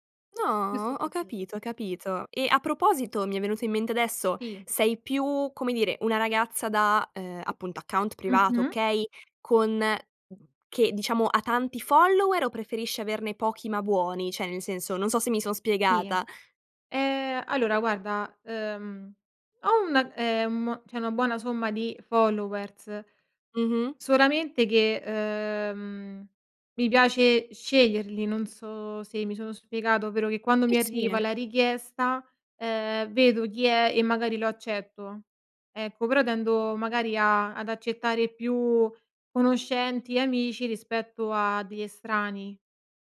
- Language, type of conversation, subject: Italian, podcast, Cosa condividi e cosa non condividi sui social?
- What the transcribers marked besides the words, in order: "Cioè" said as "ceh"; "cioè" said as "ceh"; in English: "followers"; "estranei" said as "estrani"